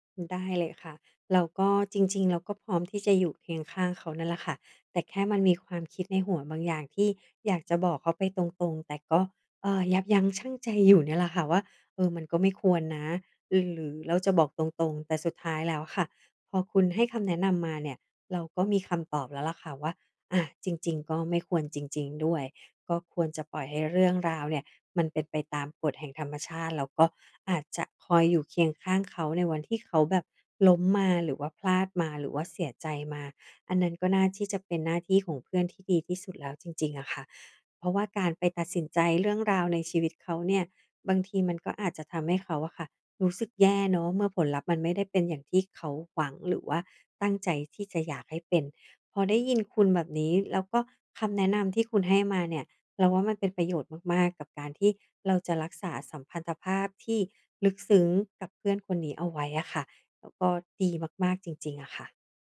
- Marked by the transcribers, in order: none
- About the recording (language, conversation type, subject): Thai, advice, ฉันจะทำอย่างไรเพื่อสร้างมิตรภาพที่ลึกซึ้งในวัยผู้ใหญ่?